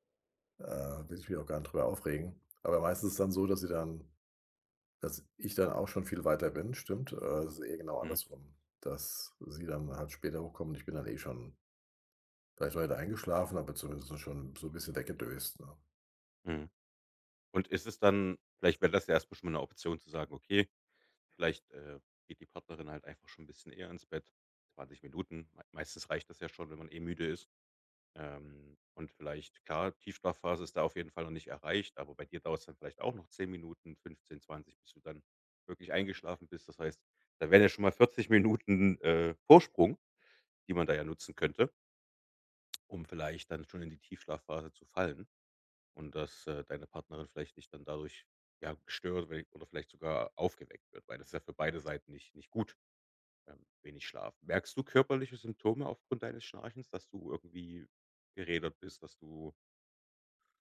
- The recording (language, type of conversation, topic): German, advice, Wie beeinträchtigt Schnarchen von dir oder deinem Partner deinen Schlaf?
- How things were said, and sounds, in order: none